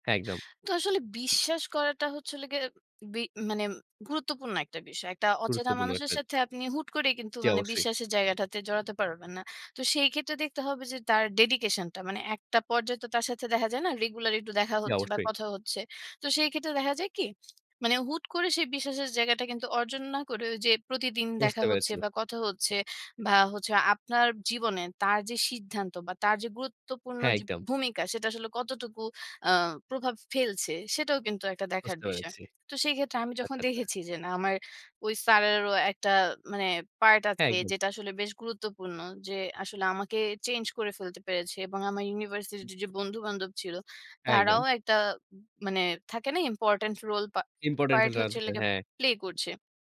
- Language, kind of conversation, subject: Bengali, podcast, তোমার কি কখনও পথে হঠাৎ কারও সঙ্গে দেখা হয়ে তোমার জীবন বদলে গেছে?
- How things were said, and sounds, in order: none